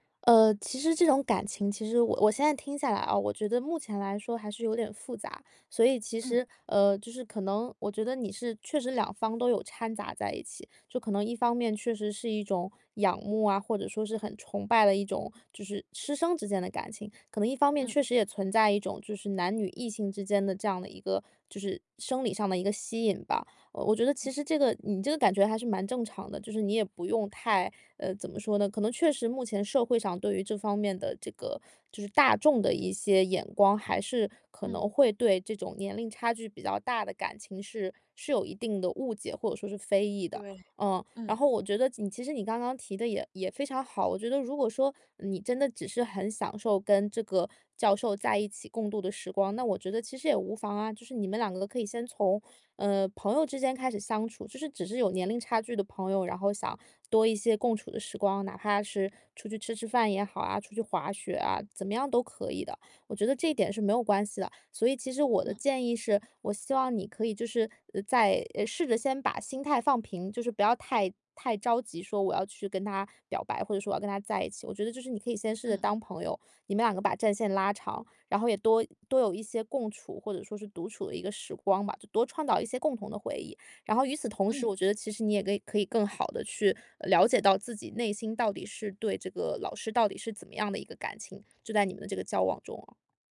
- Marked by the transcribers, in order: other background noise
- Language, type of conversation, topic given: Chinese, advice, 我很害怕別人怎麼看我，該怎麼面對這種恐懼？